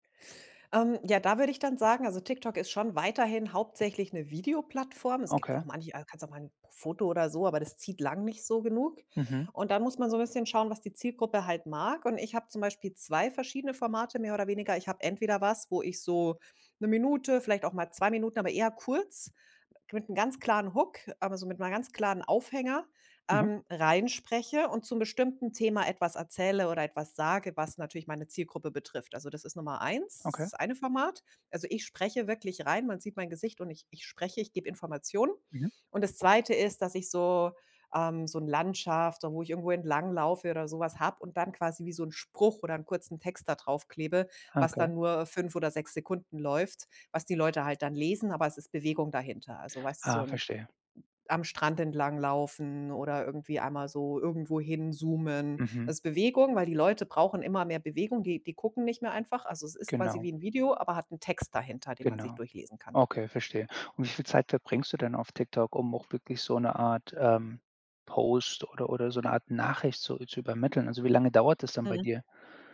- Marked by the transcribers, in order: none
- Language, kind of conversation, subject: German, podcast, Wie entscheidest du, welche Plattform am besten zu dir passt?